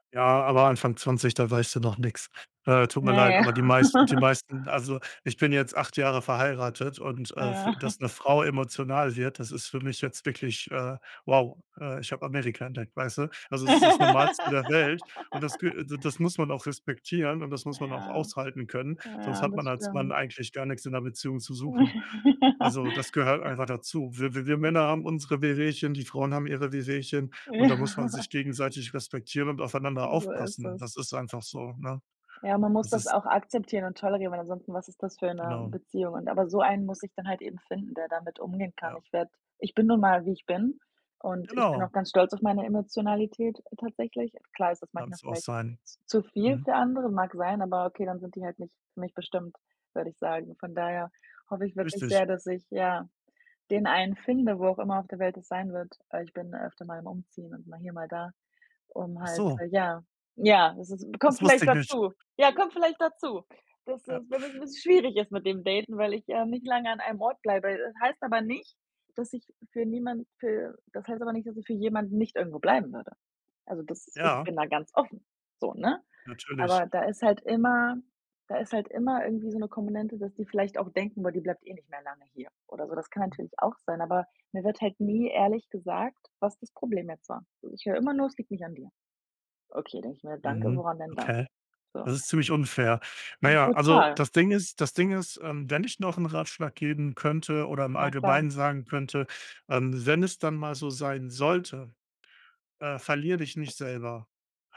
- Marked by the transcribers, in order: drawn out: "Ne"; giggle; giggle; laugh; laugh; other background noise; laughing while speaking: "Ja"; stressed: "sollte"
- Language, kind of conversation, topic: German, advice, Wie gehst du mit Unsicherheit nach einer Trennung oder beim Wiedereinstieg ins Dating um?